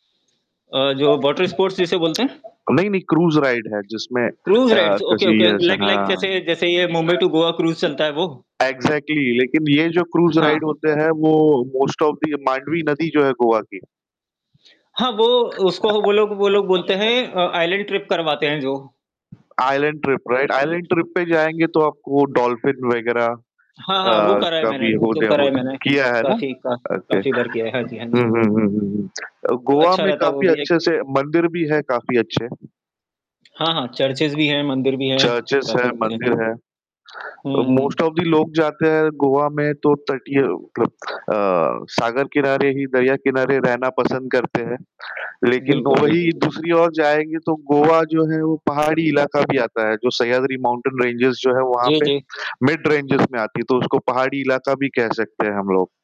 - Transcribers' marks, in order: static; in English: "वाटर स्पोर्ट्स"; background speech; in English: "राइड"; in English: "राइड्स, ओके ओके लाइक लाइक"; in English: "टू"; in English: "एक्जेक्टली"; in English: "राइड"; in English: "मोस्ट ऑफ दी"; tapping; laughing while speaking: "उसको"; other background noise; in English: "ट्रिप"; in English: "आइसलैंड ट्रिप, राइट? आइसलैंड ट्रिप"; in English: "ओके"; horn; laughing while speaking: "हाँ"; in English: "चर्चेज़"; distorted speech; in English: "मोस्ट ऑफ दी"; in English: "माउंटेन रेंजेज़"; in English: "मिड रेंजेज़"
- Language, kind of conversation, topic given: Hindi, unstructured, गर्मी की छुट्टियाँ बिताने के लिए आप पहाड़ों को पसंद करते हैं या समुद्र तट को?